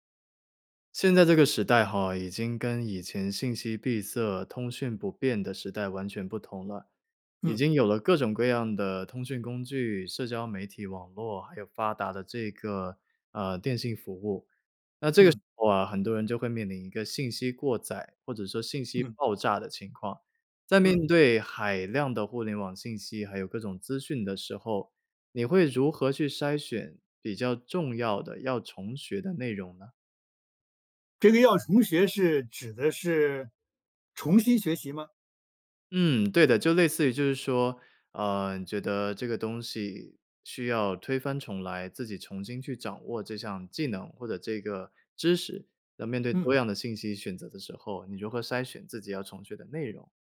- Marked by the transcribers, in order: none
- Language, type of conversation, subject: Chinese, podcast, 面对信息爆炸时，你会如何筛选出值得重新学习的内容？